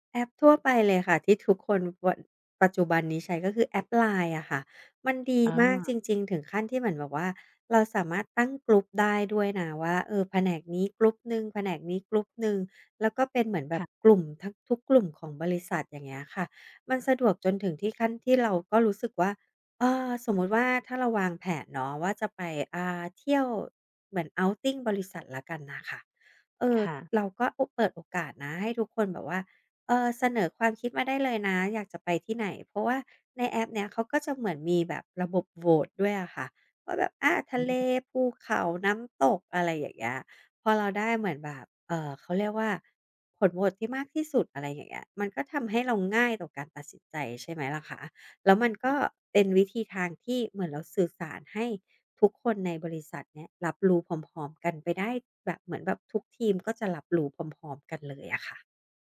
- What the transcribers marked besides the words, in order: other background noise
- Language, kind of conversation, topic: Thai, podcast, จะใช้แอปสำหรับทำงานร่วมกับทีมอย่างไรให้การทำงานราบรื่น?